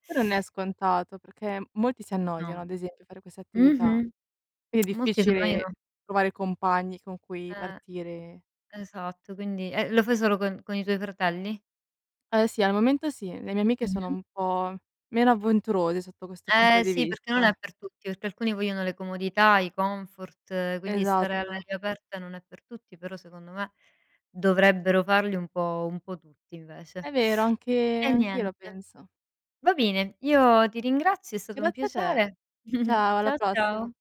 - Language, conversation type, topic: Italian, unstructured, Come ti tieni in forma durante la settimana?
- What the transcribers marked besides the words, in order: tsk; "avventurose" said as "avvonturose"; teeth sucking; "bene" said as "bine"; chuckle